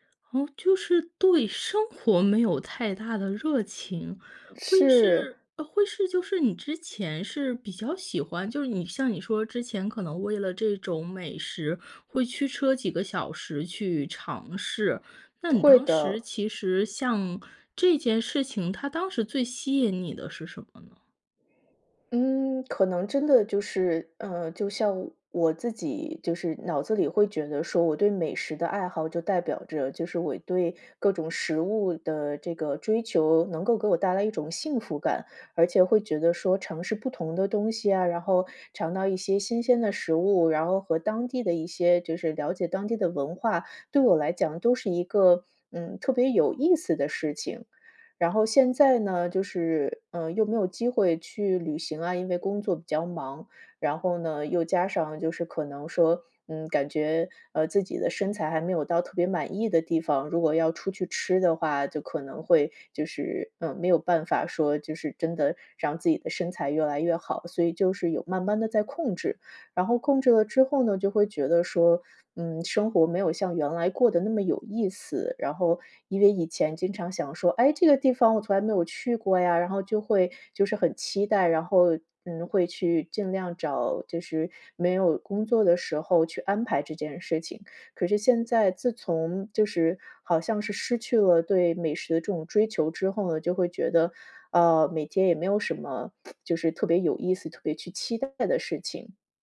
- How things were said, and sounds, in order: other background noise; lip smack
- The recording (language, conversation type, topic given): Chinese, advice, 你为什么会对曾经喜欢的爱好失去兴趣和动力？
- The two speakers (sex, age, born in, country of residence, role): female, 30-34, China, United States, advisor; female, 35-39, China, United States, user